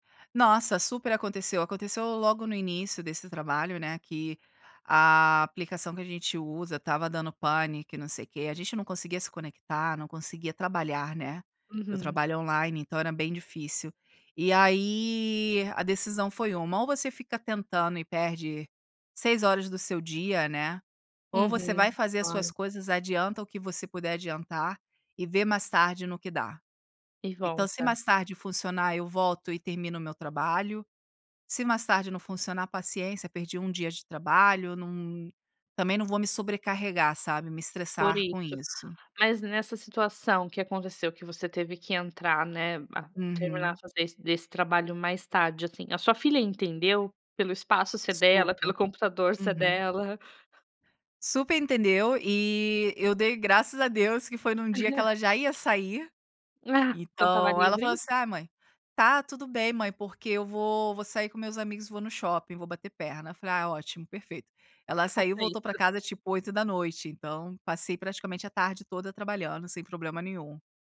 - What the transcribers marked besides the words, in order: tapping; chuckle
- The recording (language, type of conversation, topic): Portuguese, podcast, O que você faz para se desconectar do trabalho ao chegar em casa?